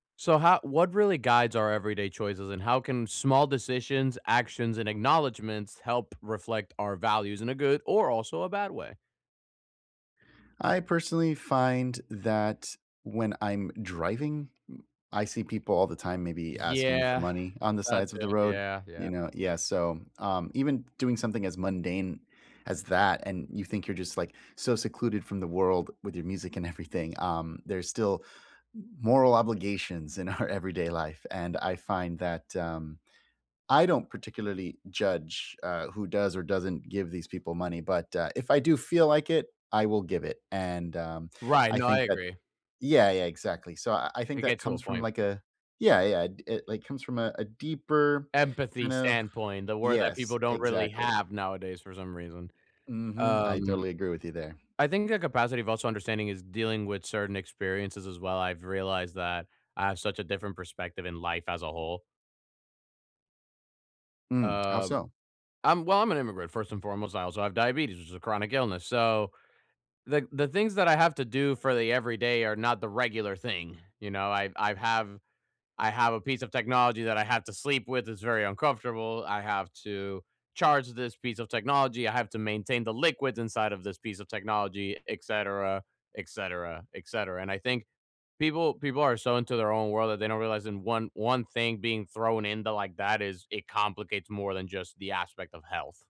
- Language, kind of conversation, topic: English, unstructured, What guides your everyday choices, and how do small decisions reflect your values?
- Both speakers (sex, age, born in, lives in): male, 20-24, Venezuela, United States; male, 30-34, United States, United States
- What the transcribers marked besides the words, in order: laughing while speaking: "everything"; laughing while speaking: "our"; other background noise